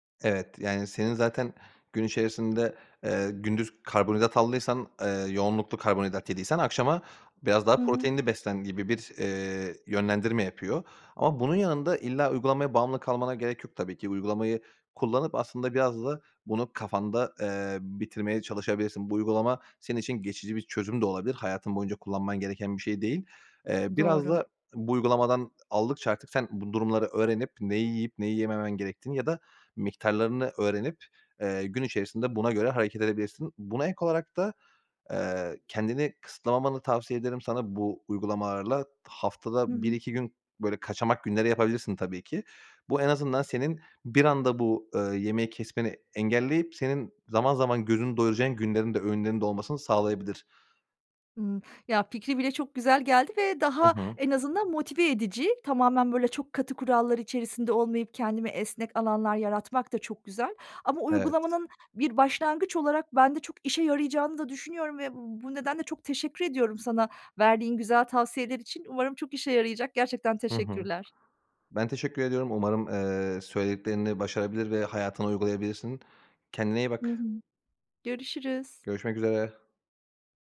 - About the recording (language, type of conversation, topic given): Turkish, advice, Arkadaşlarla dışarıda yemek yerken porsiyon kontrolünü nasıl sağlayabilirim?
- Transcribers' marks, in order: tapping; other background noise